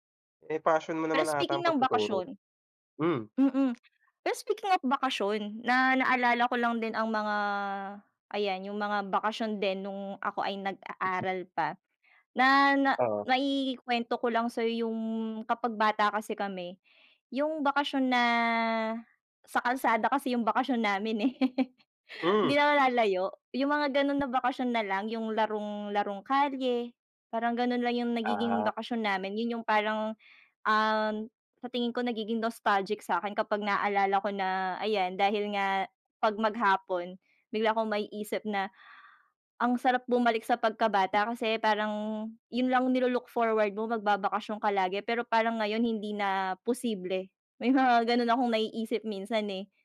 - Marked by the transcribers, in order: tapping; chuckle; in English: "nostalgic"
- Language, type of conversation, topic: Filipino, unstructured, Ano ang pinakamasayang bakasyon na hindi mo malilimutan?